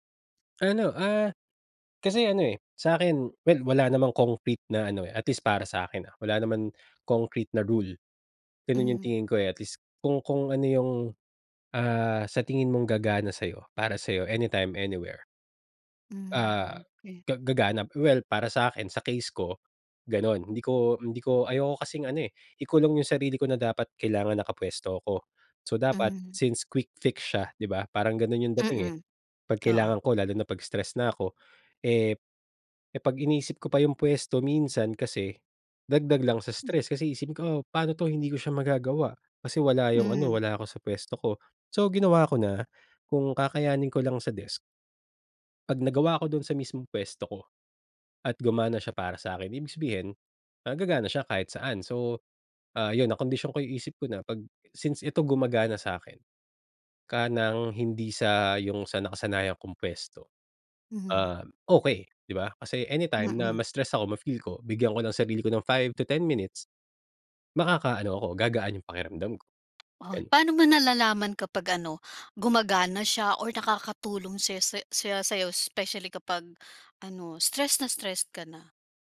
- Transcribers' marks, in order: in English: "concrete na rule"
- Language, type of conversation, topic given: Filipino, podcast, Ano ang ginagawa mong self-care kahit sobrang busy?